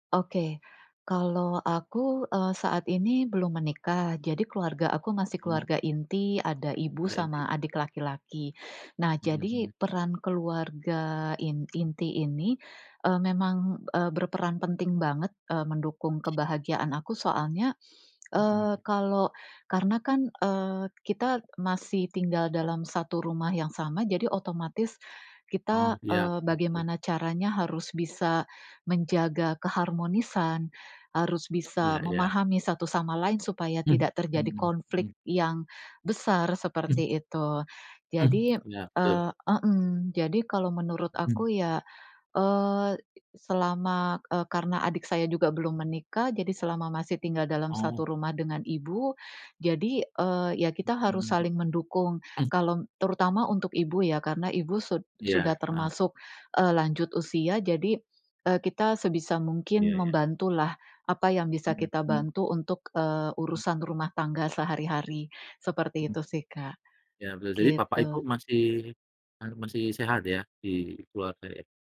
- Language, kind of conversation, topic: Indonesian, unstructured, Apa arti keluarga dalam kehidupan sehari-harimu?
- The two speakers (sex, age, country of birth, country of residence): female, 40-44, Indonesia, Indonesia; male, 40-44, Indonesia, Indonesia
- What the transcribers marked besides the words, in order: other background noise; chuckle